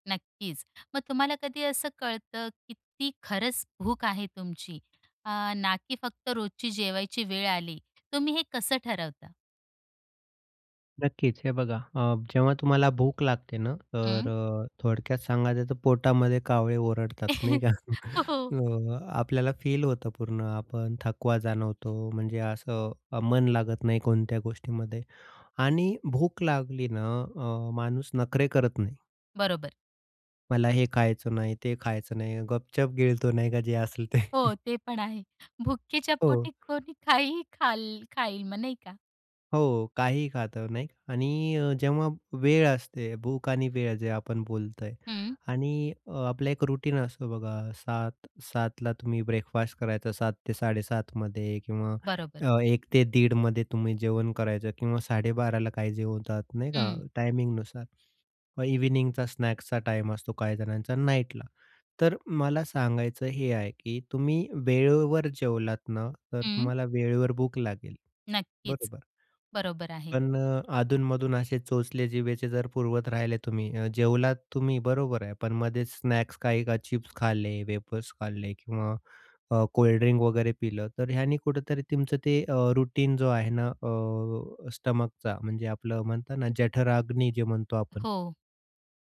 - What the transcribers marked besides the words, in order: laughing while speaking: "हो, हो"; chuckle; in English: "फील"; "गपचूप" said as "गपचप"; chuckle; in English: "रूटीन"; in English: "ब्रेकफास्ट"; in English: "टायमिंगनुसार"; in English: "इव्हनिंगचा स्नॅक्सचा टाईम"; in English: "नाईटला"; in English: "स्नॅक्स"; in English: "चिप्स"; in English: "वेफर्स"; in English: "कोल्डड्रिंक"; in English: "रूटीन"; in English: "स्टमकचा"
- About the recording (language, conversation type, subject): Marathi, podcast, भूक आणि जेवणाची ठरलेली वेळ यांतला फरक तुम्ही कसा ओळखता?